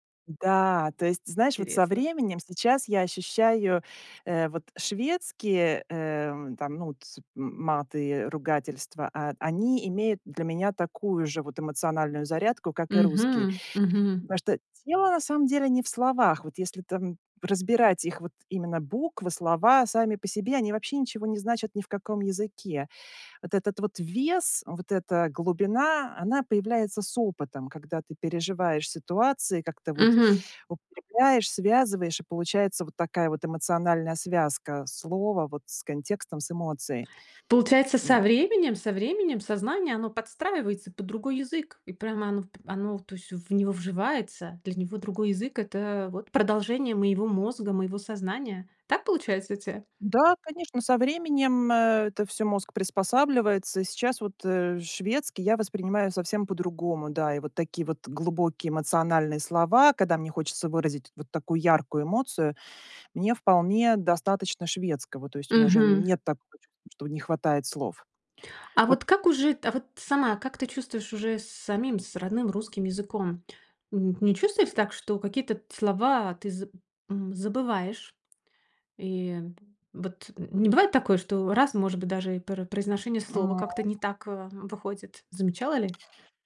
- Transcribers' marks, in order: tapping; other background noise; grunt
- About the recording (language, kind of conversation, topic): Russian, podcast, Как язык влияет на твоё самосознание?